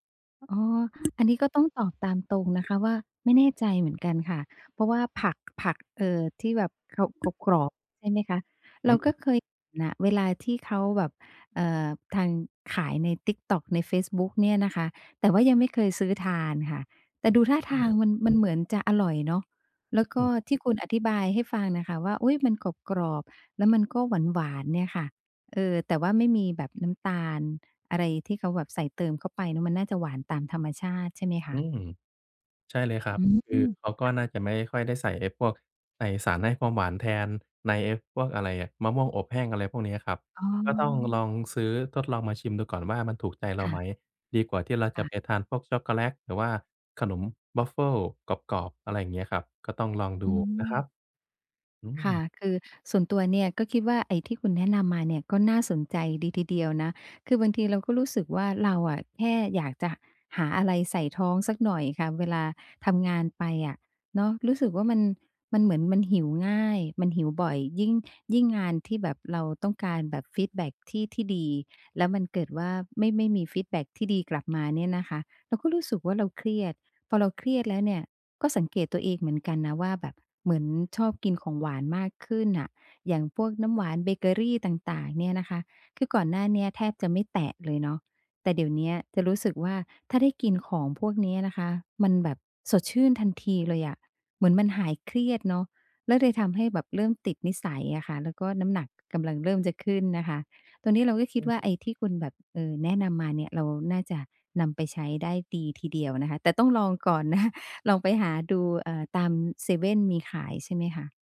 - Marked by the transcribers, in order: other background noise; tapping; "เลย" said as "เดย"; laughing while speaking: "นะ"
- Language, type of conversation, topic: Thai, advice, ควรเลือกอาหารและของว่างแบบไหนเพื่อช่วยควบคุมความเครียด?